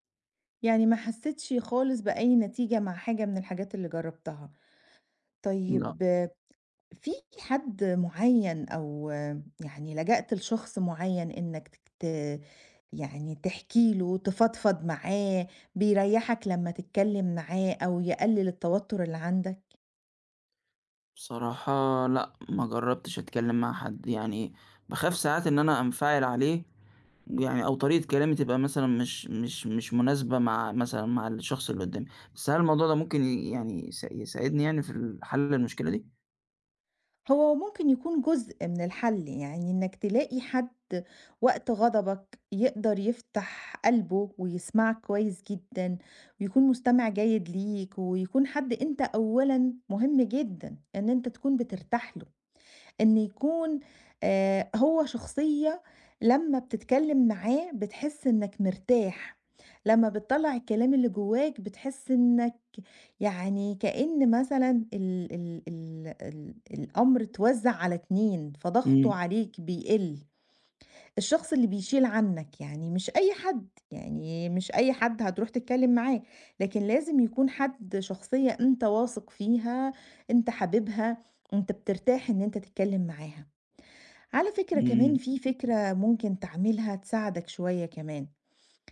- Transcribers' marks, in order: none
- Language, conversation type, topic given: Arabic, advice, إزاي بتلاقي نفسك بتلجأ للكحول أو لسلوكيات مؤذية كل ما تتوتر؟